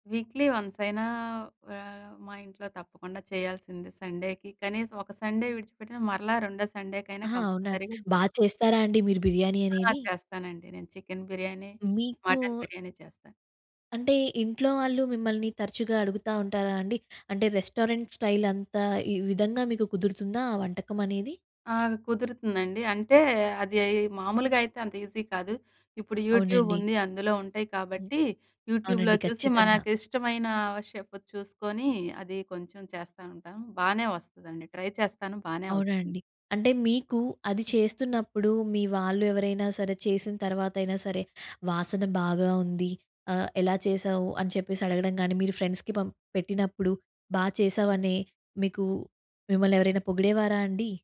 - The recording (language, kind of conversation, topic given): Telugu, podcast, రుచికరమైన స్మృతులు ఏ వంటకంతో ముడిపడ్డాయి?
- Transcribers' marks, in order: in English: "వీక్లీ"; in English: "కంపల్సరీగ"; other background noise; in English: "రెస్టారెంట్ స్టైల్"; in English: "ఈజీ"; in English: "యూట్యూబ్"; in English: "యూట్యూబ్‍లో"; in English: "ట్రై"; in English: "ఫ్రెండ్స్‌కి"